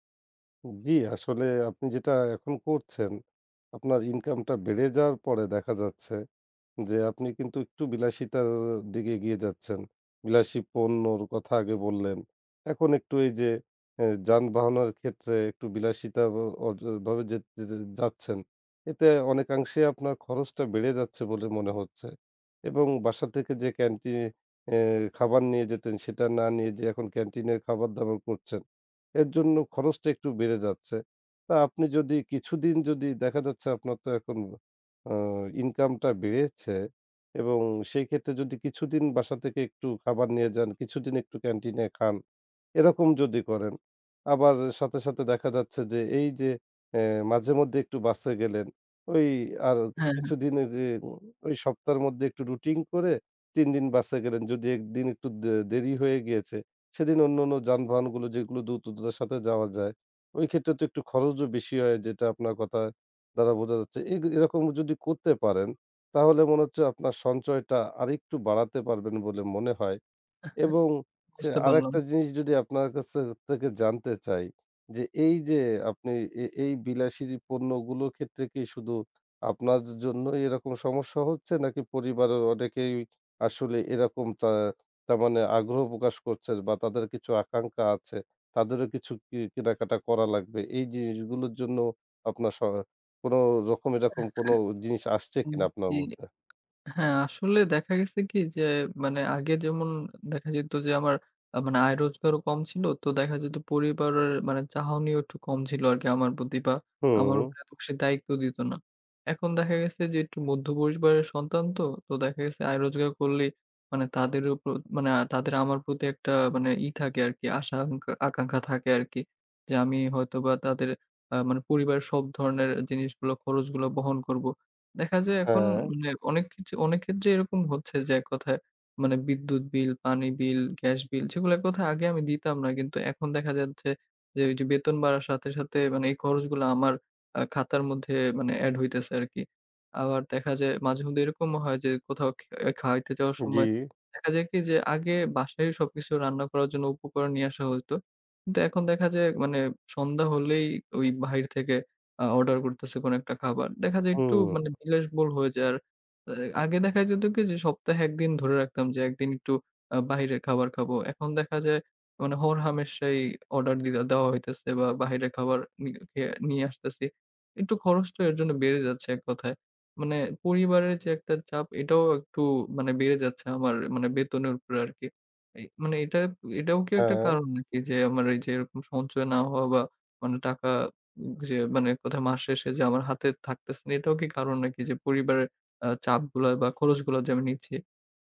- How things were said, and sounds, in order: none
- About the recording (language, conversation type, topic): Bengali, advice, বেতন বাড়লেও সঞ্চয় বাড়ছে না—এ নিয়ে হতাশা হচ্ছে কেন?